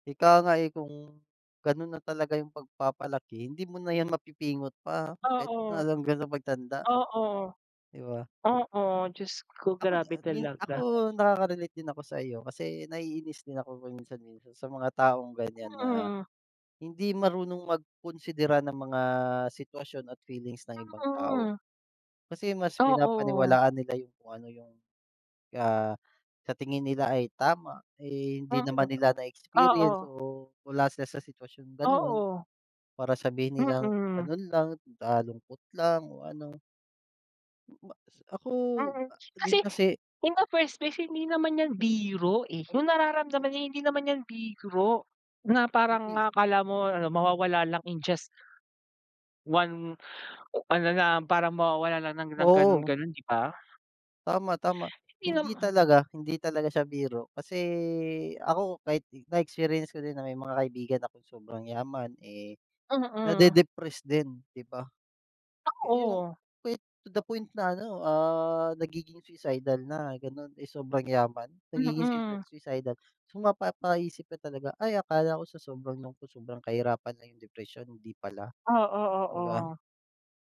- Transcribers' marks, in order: none
- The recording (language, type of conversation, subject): Filipino, unstructured, Ano ang nalalaman mo tungkol sa depresyon, at paano ito nakaaapekto sa isang tao?